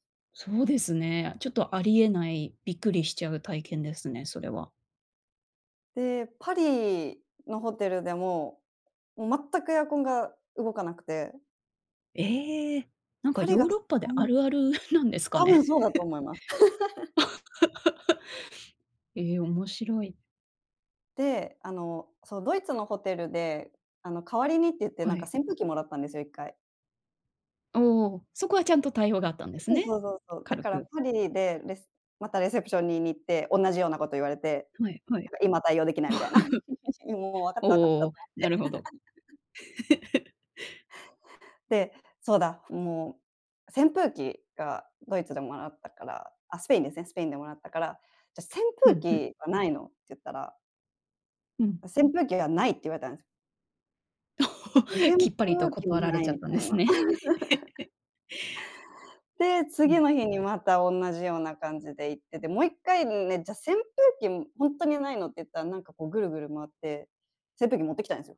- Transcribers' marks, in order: unintelligible speech; laughing while speaking: "あるあるなんですかね"; laugh; in English: "レセプション"; laugh; chuckle; laugh; laugh; laughing while speaking: "ですね"; laugh; other background noise
- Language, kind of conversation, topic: Japanese, podcast, 一番忘れられない旅行の話を聞かせてもらえますか？